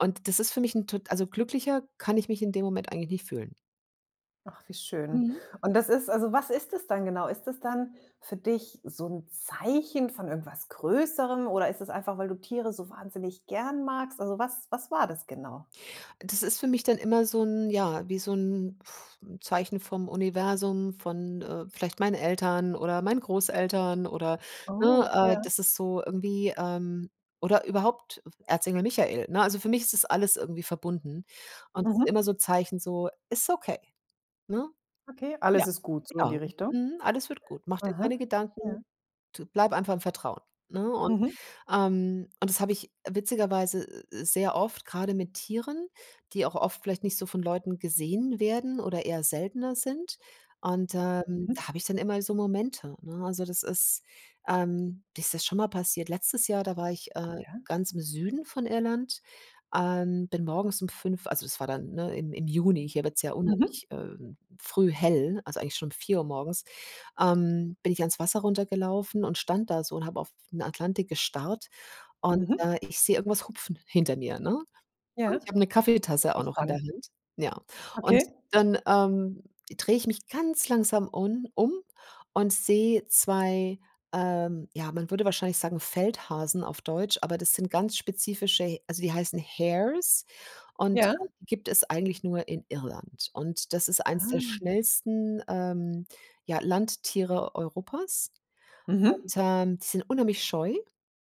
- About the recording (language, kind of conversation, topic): German, podcast, Wie findest du kleine Glücksmomente im Alltag?
- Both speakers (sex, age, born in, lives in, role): female, 40-44, Germany, Cyprus, host; female, 50-54, Germany, Germany, guest
- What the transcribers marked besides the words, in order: blowing; surprised: "Ah"